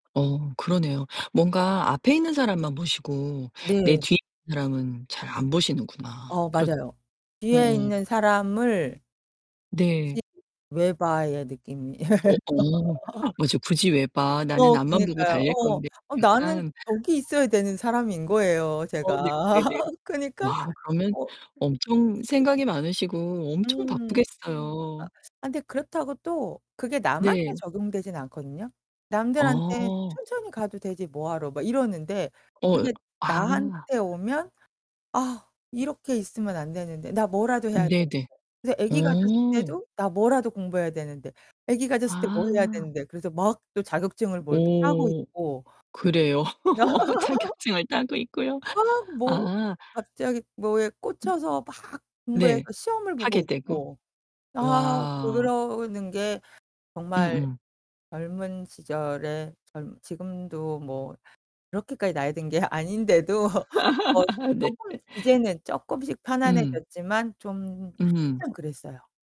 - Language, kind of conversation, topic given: Korean, podcast, 남과 비교할 때 스스로를 어떻게 다독이시나요?
- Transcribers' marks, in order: other background noise; distorted speech; laughing while speaking: "느낌이에요"; laugh; static; laughing while speaking: "제가"; laughing while speaking: "자격증을 따고 있고요"; laugh; laughing while speaking: "아닌데도"; laugh